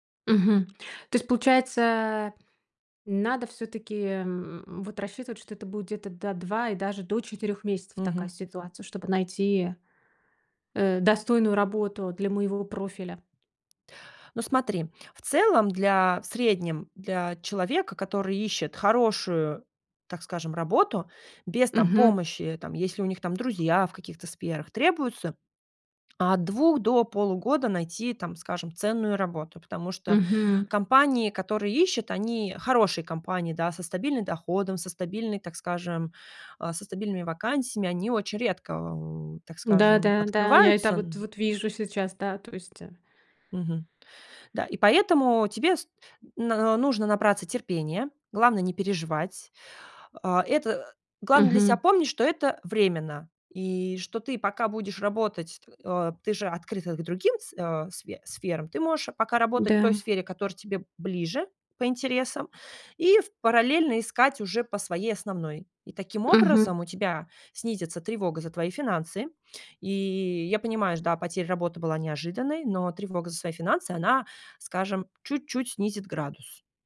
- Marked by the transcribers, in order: tapping
- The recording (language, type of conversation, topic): Russian, advice, Как справиться с неожиданной потерей работы и тревогой из-за финансов?